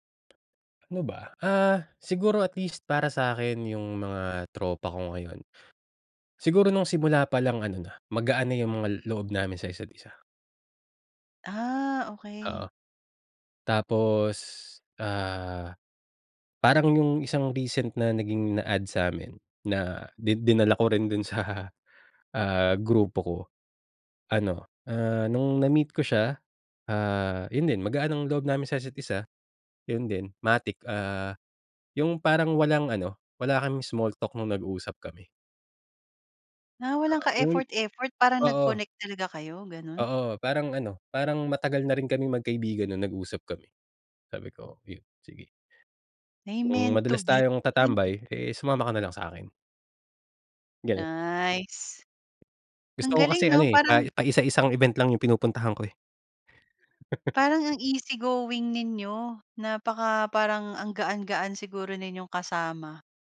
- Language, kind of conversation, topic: Filipino, podcast, Paano mo pinagyayaman ang matagal na pagkakaibigan?
- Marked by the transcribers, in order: in English: "small talk"; laugh; in English: "easy going"